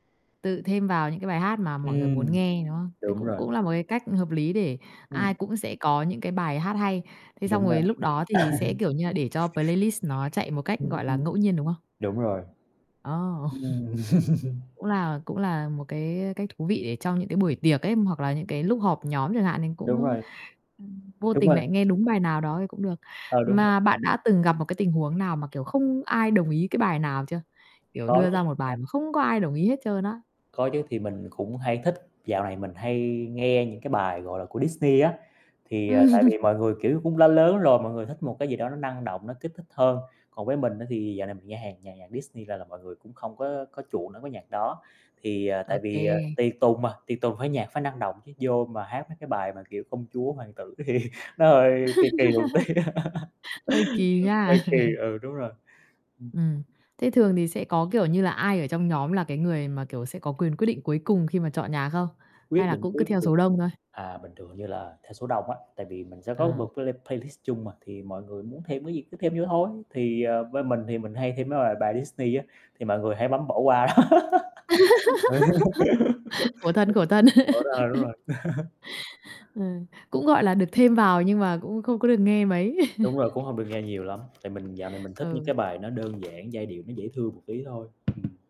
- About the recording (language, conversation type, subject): Vietnamese, podcast, Làm sao để chọn bài cho danh sách phát chung của cả nhóm?
- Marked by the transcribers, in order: static; tapping; other background noise; in English: "playlist"; laugh; chuckle; chuckle; laugh; laughing while speaking: "thì"; laughing while speaking: "tí"; laugh; distorted speech; chuckle; in English: "play bay lít"; "playlist" said as "bay lít"; laugh; laugh; chuckle